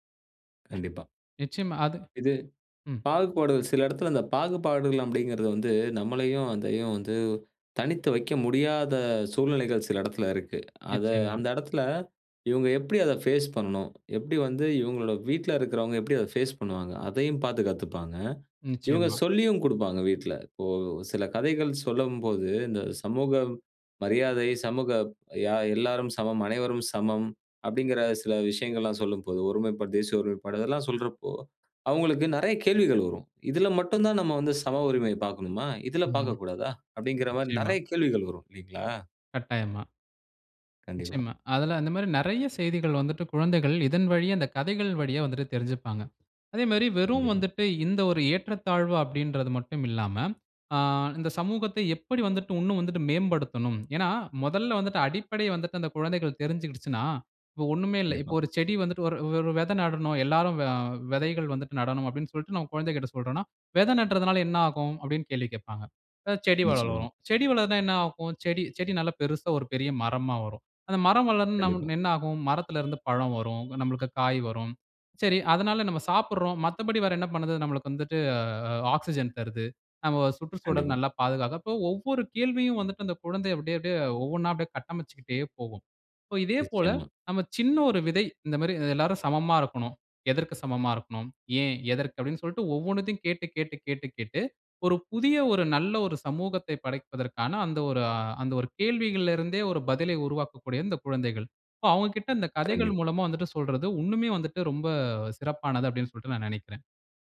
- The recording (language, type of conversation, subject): Tamil, podcast, கதைகள் மூலம் சமூக மாற்றத்தை எவ்வாறு தூண்ட முடியும்?
- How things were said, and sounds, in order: other noise; tapping; in English: "ஃபேஸ்"; in English: "ஃபேஸ்"; other background noise; in English: "ஆக்ஸிஜன்"